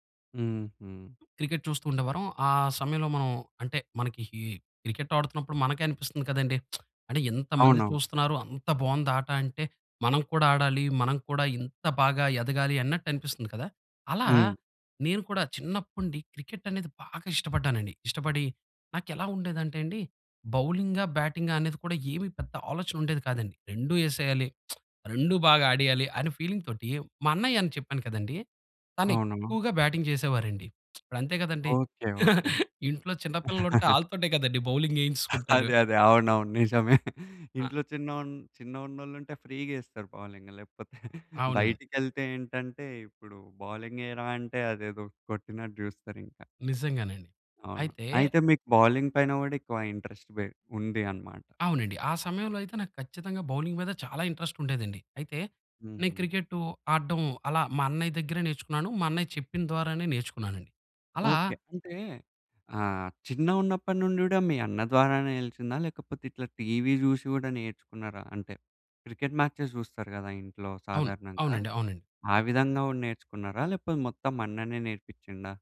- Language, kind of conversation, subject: Telugu, podcast, నువ్వు చిన్నప్పుడే ఆసక్తిగా నేర్చుకుని ఆడడం మొదలుపెట్టిన క్రీడ ఏదైనా ఉందా?
- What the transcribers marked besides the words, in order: other background noise; lip smack; lip smack; in English: "ఫీలింగ్"; in English: "బ్యాటింగ్"; lip smack; giggle; in English: "బౌలింగ్"; laughing while speaking: "అదే, అదే అవునవును నిజమే"; in English: "ఫ్రీగా"; giggle; in English: "బౌలింగ్"; in English: "బౌలింగ్"; in English: "ఇంట్రస్ట్"; in English: "బౌలింగ్"; in English: "మాచెస్"